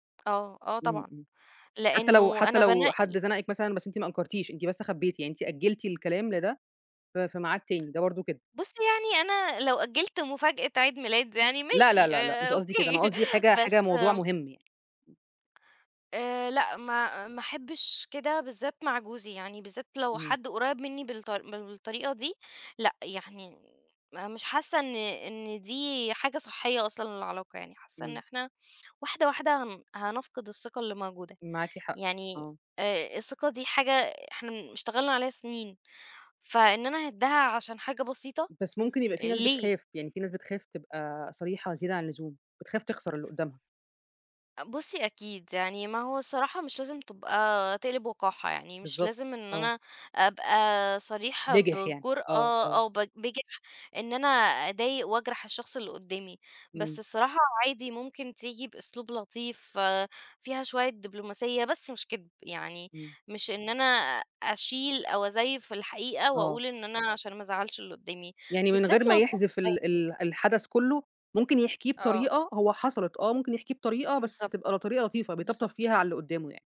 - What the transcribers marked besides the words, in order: tapping; laughing while speaking: "أوكي"; other background noise; unintelligible speech
- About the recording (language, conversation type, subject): Arabic, podcast, إزاي نقدر نبني ثقة بين الزوجين؟